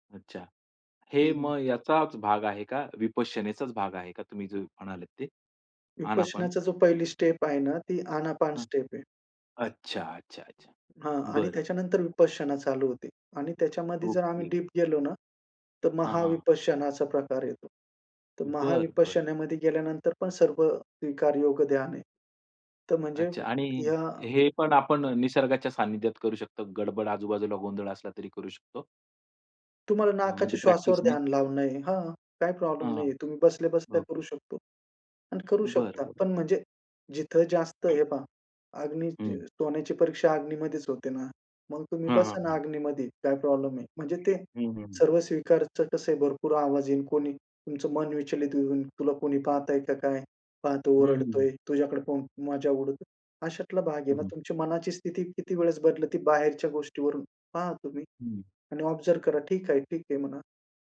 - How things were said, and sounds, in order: in English: "स्टेप"; in English: "स्टेप"; other background noise; tapping; other noise; in English: "ऑब्झर्व्ह"
- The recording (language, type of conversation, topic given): Marathi, podcast, शहरी उद्यानात निसर्गध्यान कसे करावे?